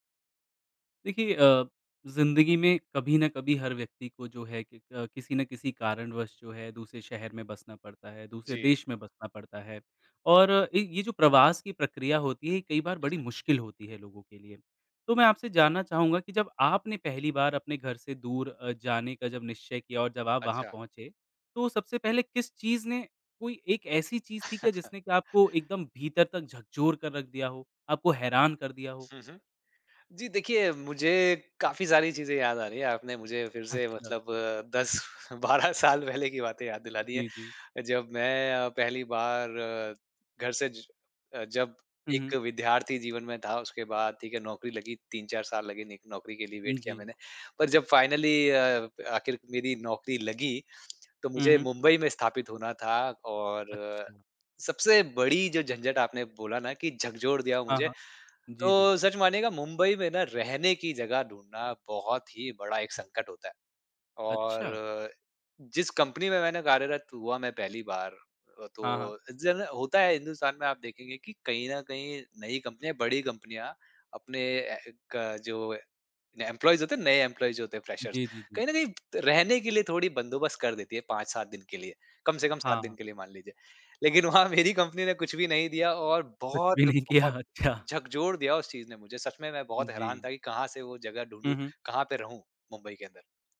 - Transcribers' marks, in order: tapping; chuckle; other background noise; laughing while speaking: "दस बारह साल पहले की बातें याद दिला दी हैं"; in English: "वेट"; in English: "फाइनली"; in English: "कंपनी"; in English: "एम्प्लॉइज़"; in English: "एम्प्लॉइज़"; in English: "फ्रेशर्स"; in English: "कंपनी"; laughing while speaking: "नहीं किया, अच्छा"
- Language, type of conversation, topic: Hindi, podcast, प्रवास के दौरान आपको सबसे बड़ी मुश्किल क्या लगी?